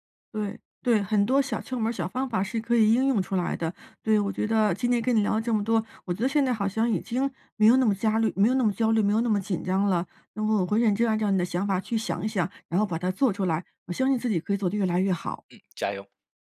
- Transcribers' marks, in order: "焦虑" said as "家虑"
- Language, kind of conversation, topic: Chinese, advice, 如何才能更好地应对并缓解我在工作中难以控制的压力和焦虑？